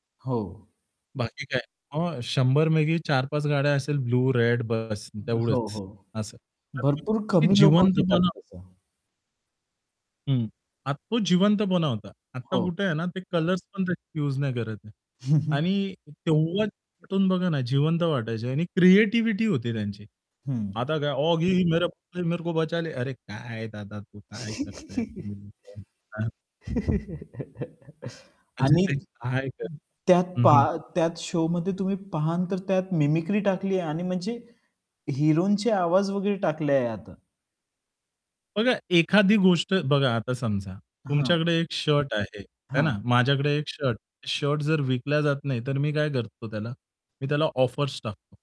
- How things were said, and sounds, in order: static; distorted speech; in English: "ब्लू रेड"; unintelligible speech; chuckle; unintelligible speech; in Hindi: "ऑगी हो मेरे मेरे को बचाले"; chuckle; in English: "शोमध्ये"; in English: "ऑफर्स"
- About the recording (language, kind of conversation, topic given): Marathi, podcast, लहानपणी तुम्हाला कोणते दूरदर्शनवरील कार्यक्रम सर्वात जास्त आवडायचे आणि का?